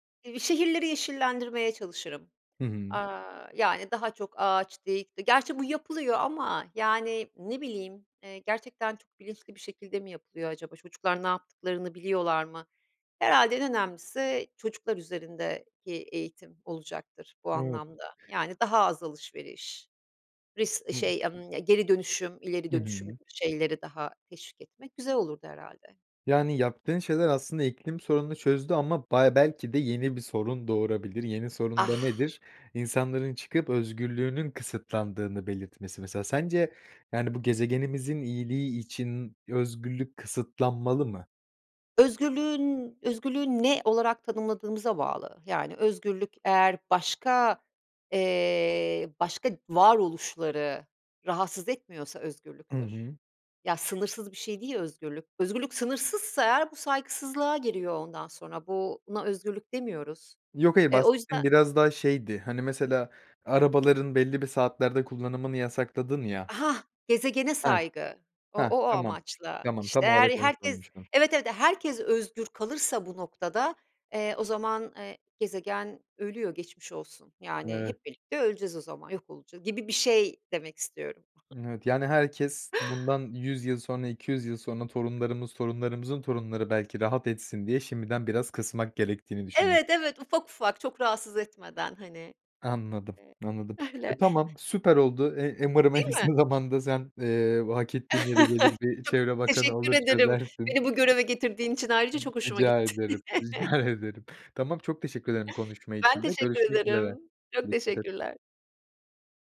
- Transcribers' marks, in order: tapping; other background noise; drawn out: "eee"; chuckle; unintelligible speech; chuckle; laughing while speaking: "en kısa zamanda"; chuckle; laughing while speaking: "çözersin"; laughing while speaking: "rica ederim"; chuckle
- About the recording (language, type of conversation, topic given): Turkish, podcast, İklim değişikliğinin günlük hayatımıza etkilerini nasıl görüyorsun?